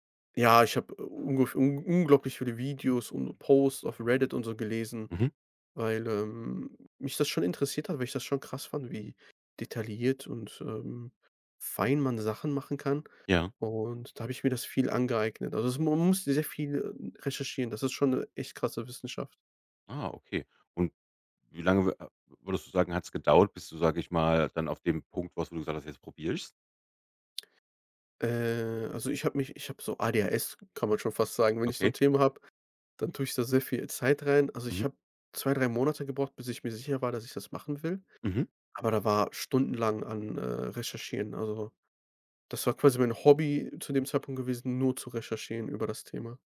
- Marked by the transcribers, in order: none
- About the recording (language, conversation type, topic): German, podcast, Was war dein bisher stolzestes DIY-Projekt?